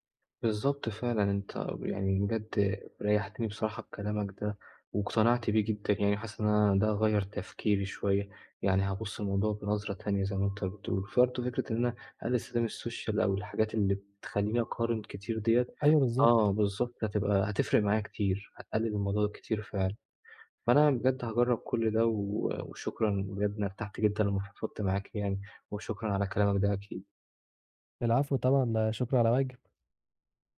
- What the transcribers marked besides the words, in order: tapping; other background noise; "برضه" said as "فرضه"; in English: "السوشيال"
- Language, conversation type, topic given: Arabic, advice, ازاي أبطل أقارن نفسي بالناس وأرضى باللي عندي؟